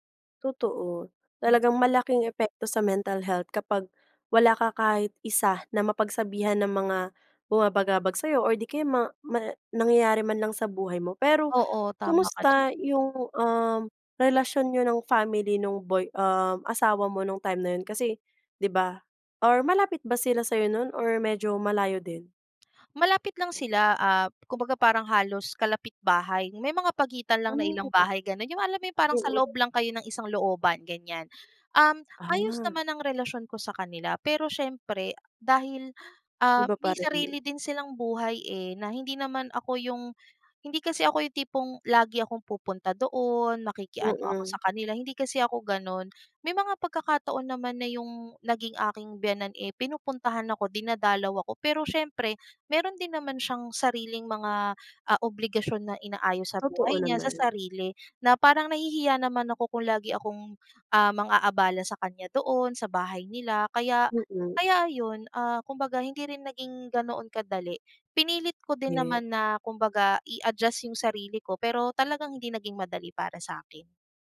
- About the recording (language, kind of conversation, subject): Filipino, podcast, Ano ang papel ng pamilya o mga kaibigan sa iyong kalusugan at kabutihang-pangkalahatan?
- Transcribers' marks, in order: other background noise